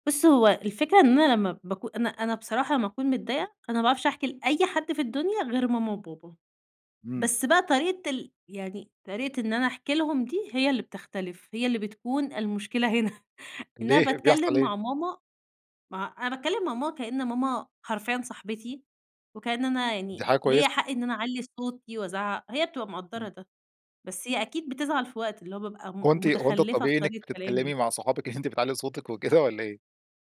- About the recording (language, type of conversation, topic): Arabic, podcast, إزاي بتتكلم مع أهلك لما بتكون مضايق؟
- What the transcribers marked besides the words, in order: chuckle